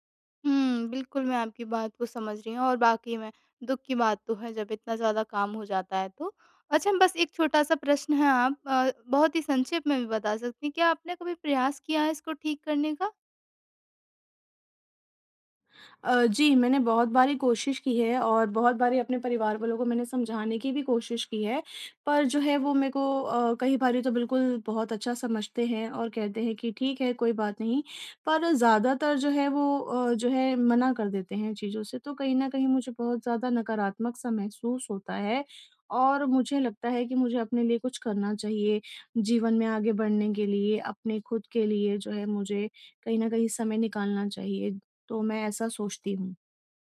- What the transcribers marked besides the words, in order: none
- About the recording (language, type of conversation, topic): Hindi, advice, समय की कमी होने पर मैं अपने शौक कैसे जारी रख सकता/सकती हूँ?